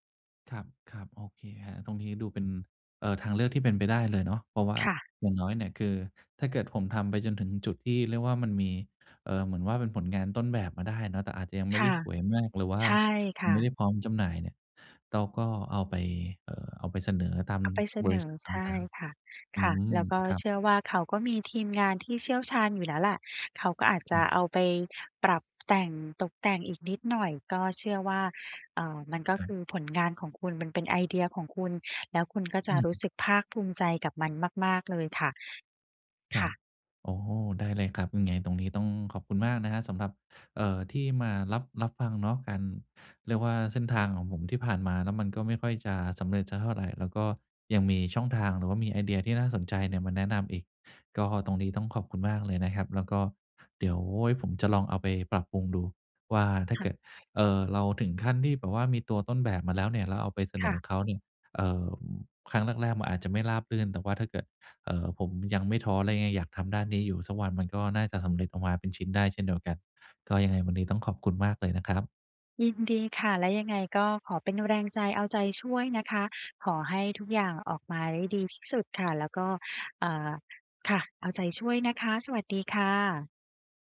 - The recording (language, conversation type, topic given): Thai, advice, จะรักษาแรงจูงใจในการทำตามเป้าหมายระยะยาวได้อย่างไรเมื่อรู้สึกท้อใจ?
- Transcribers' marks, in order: tapping; other background noise